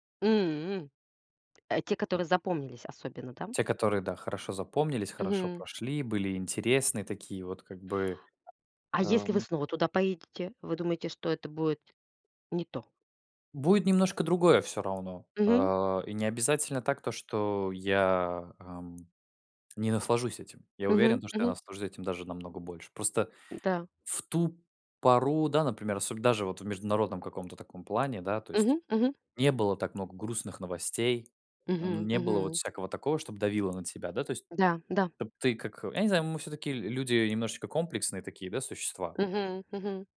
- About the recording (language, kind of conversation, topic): Russian, unstructured, Какое событие из прошлого вы бы хотели пережить снова?
- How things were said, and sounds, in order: tapping